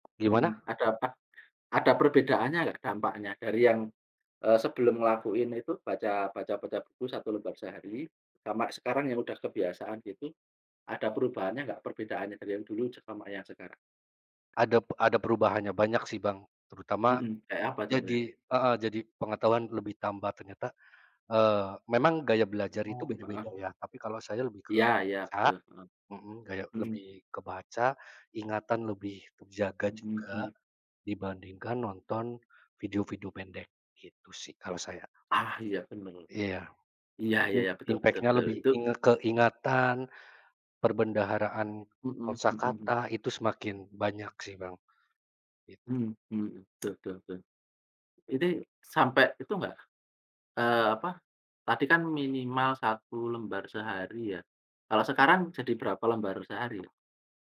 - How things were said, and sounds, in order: tapping; other background noise
- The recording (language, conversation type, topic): Indonesian, unstructured, Kebiasaan harian apa yang paling membantu kamu berkembang?